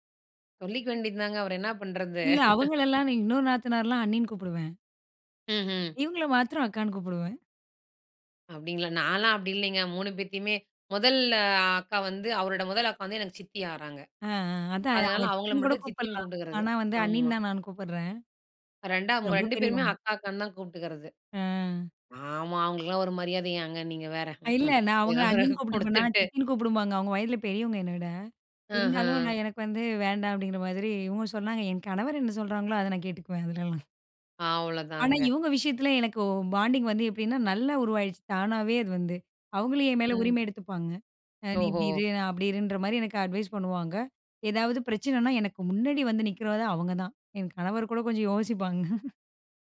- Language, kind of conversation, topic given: Tamil, podcast, உறவுகளில் மாற்றங்கள் ஏற்படும் போது நீங்கள் அதை எப்படிச் சமாளிக்கிறீர்கள்?
- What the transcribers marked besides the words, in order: laughing while speaking: "என்ன பண்றது?"; "ஆகறாங்க" said as "ஆறாங்க"; unintelligible speech; laughing while speaking: "ம்ஹ்ம் குடுத்துட்டு"; unintelligible speech; chuckle; in English: "பாண்டிங்"; in English: "அட்வைஸ்"; laughing while speaking: "யோசிப்பாங்க"